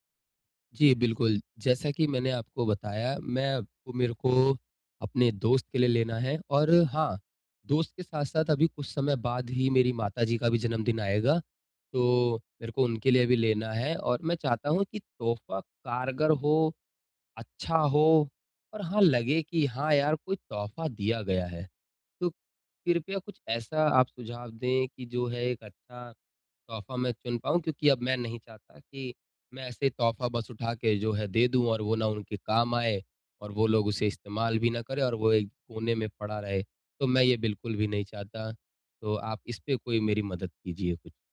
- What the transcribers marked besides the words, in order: none
- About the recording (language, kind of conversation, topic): Hindi, advice, किसी के लिए सही तोहफा कैसे चुनना चाहिए?